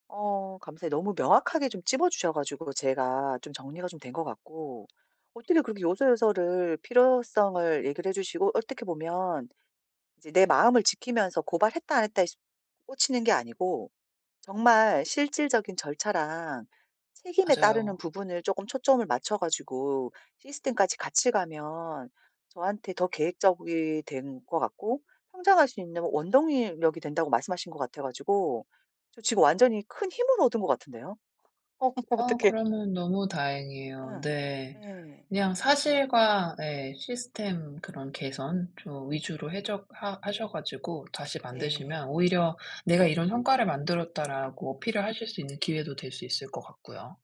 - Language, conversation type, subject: Korean, advice, 피드백을 더 잘 받아들이고 성장 계획을 세우려면 어떻게 해야 하나요?
- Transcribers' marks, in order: laughing while speaking: "어머 어떡해"; other background noise